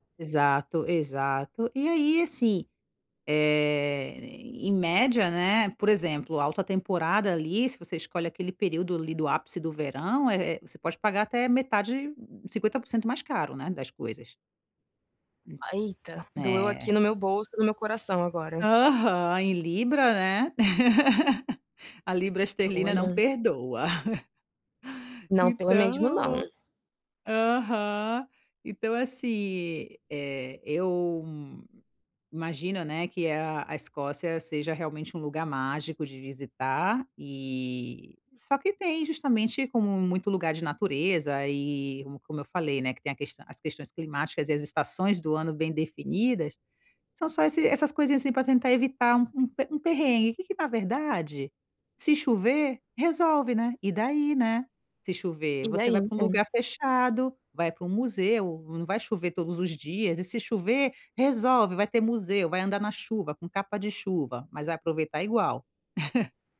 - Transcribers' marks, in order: laugh; laugh; chuckle
- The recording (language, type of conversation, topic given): Portuguese, advice, Como posso organizar melhor a logística das minhas férias e deslocamentos?